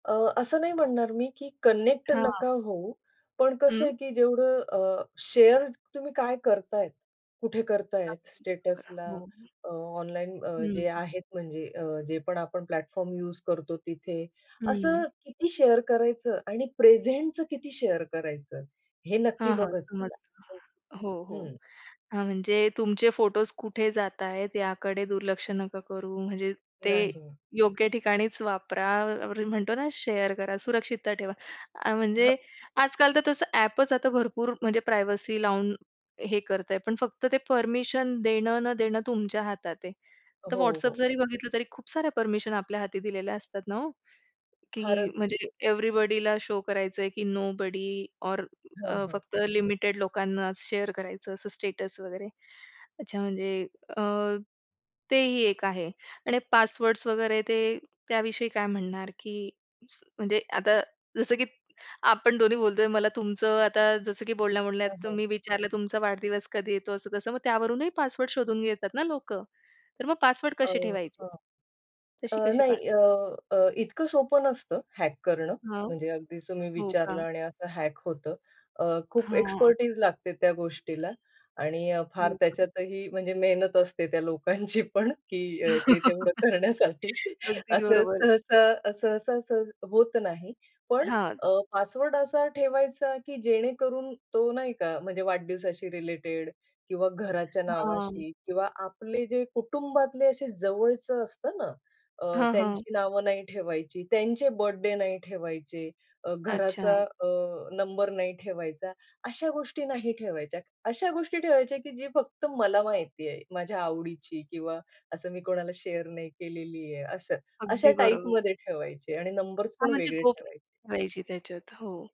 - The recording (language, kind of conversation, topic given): Marathi, podcast, तुमची इंटरनेटवरील गोपनीयता जपण्यासाठी तुम्ही काय करता?
- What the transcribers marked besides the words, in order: in English: "कनेक्ट"; in English: "शेअर"; in English: "स्टेटसला"; in English: "प्लॅटफॉर्म"; in English: "शेअर"; in English: "शेअर"; in English: "शेअर"; in English: "प्रायव्हसी"; in English: "एव्हरीबडीला शो"; in English: "नोबडी ऑर"; other background noise; in English: "शेअर"; in English: "स्टेटस"; in English: "हॅक"; tapping; in English: "हॅक"; in English: "एक्सपेर्टीज"; laughing while speaking: "लोकांची पण"; chuckle; laughing while speaking: "करण्यासाठी. असं सहसा"; in English: "शेअर"